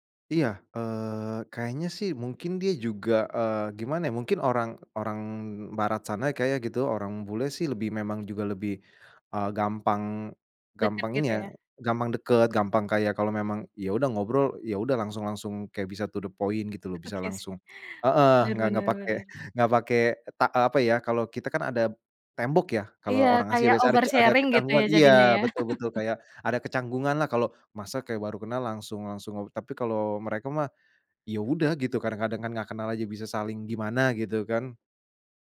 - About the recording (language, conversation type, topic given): Indonesian, podcast, Pernahkah kamu mengalami pertemuan singkat yang mengubah cara pandangmu?
- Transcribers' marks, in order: in English: "to the point"; chuckle; in English: "oversharing"; laugh